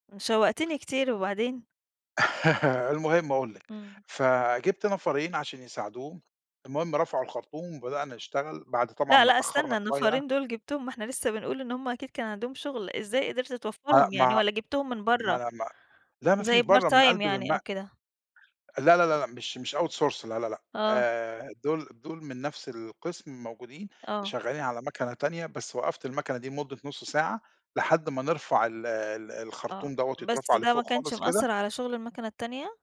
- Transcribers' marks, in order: laugh; in English: "Part time"; other background noise; in English: "Outsource"
- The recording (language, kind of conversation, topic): Arabic, podcast, احكيلي عن لحظة حسّيت فيها بفخر كبير؟